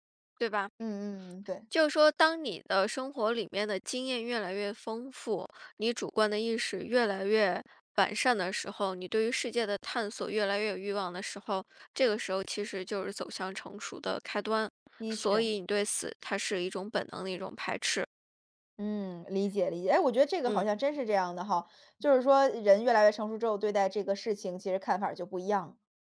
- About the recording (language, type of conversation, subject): Chinese, advice, 我想停止过度担心，但不知道该从哪里开始，该怎么办？
- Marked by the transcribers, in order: none